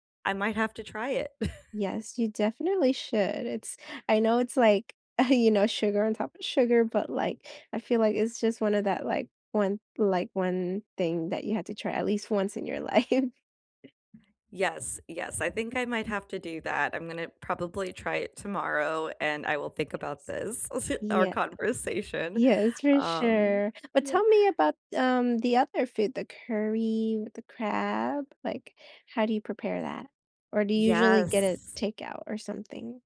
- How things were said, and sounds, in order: chuckle; chuckle; laughing while speaking: "life"; other background noise; unintelligible speech; tapping; chuckle
- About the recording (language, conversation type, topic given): English, unstructured, What is your go-to comfort food, and what memories, feelings, or rituals make it so soothing?
- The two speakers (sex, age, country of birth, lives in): female, 20-24, United States, United States; female, 35-39, United States, United States